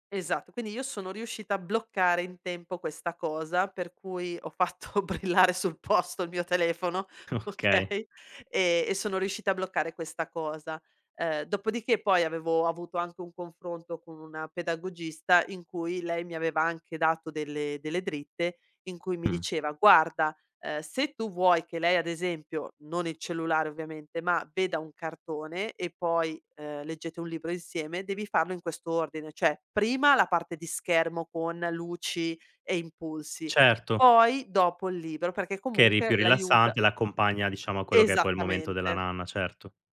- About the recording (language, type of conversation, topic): Italian, podcast, Come gestisci schermi e tecnologia prima di andare a dormire?
- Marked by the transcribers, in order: laughing while speaking: "fatto brillare sul posto"; laughing while speaking: "Okay"; laughing while speaking: "okay"; "cioè" said as "ceh"